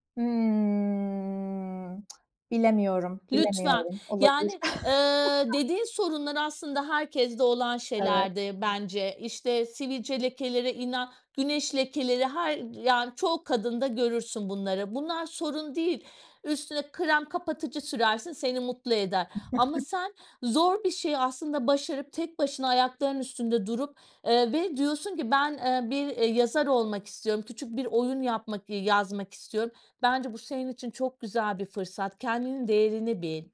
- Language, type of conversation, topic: Turkish, podcast, Özgüvenini nasıl inşa ettin?
- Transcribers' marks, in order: drawn out: "Hımm"; tsk; chuckle; chuckle